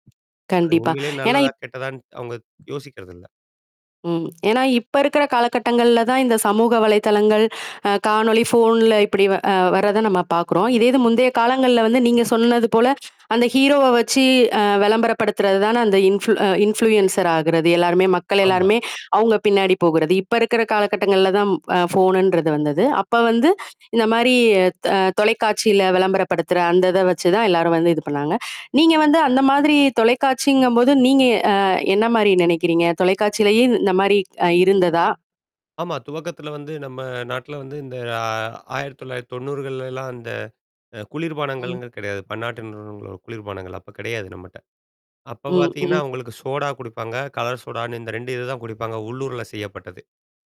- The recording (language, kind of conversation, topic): Tamil, podcast, ஒரு சமூக ஊடகப் பாதிப்பாளரின் உண்மைத்தன்மையை எப்படித் தெரிந்துகொள்ளலாம்?
- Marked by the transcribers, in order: other noise; mechanical hum; tapping; other background noise; in English: "ஹீரோவ"; in English: "இன்ஃப்ளுயன்ஸர்"; drawn out: "ஆ"; distorted speech